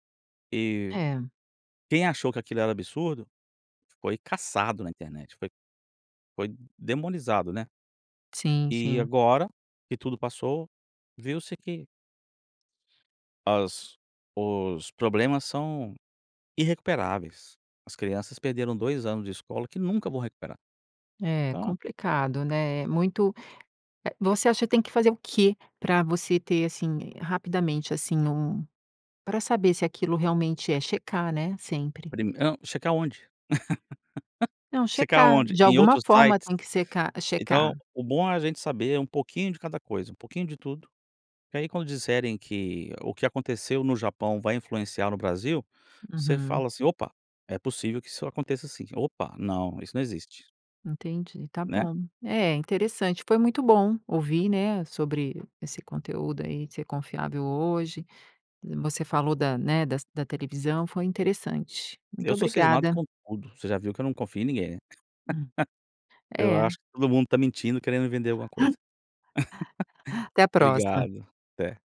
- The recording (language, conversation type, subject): Portuguese, podcast, O que faz um conteúdo ser confiável hoje?
- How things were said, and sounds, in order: laugh; laugh; laugh